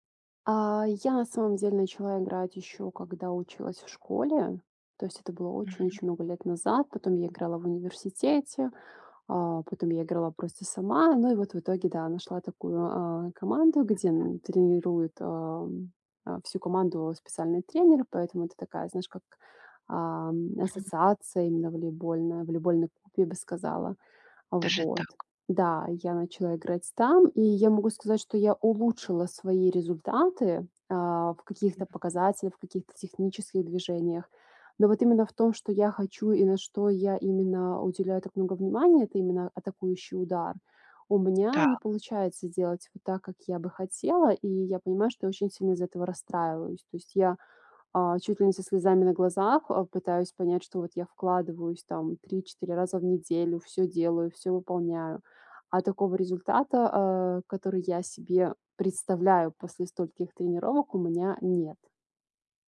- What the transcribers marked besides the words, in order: tapping
- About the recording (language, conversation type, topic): Russian, advice, Почему я потерял(а) интерес к занятиям, которые раньше любил(а)?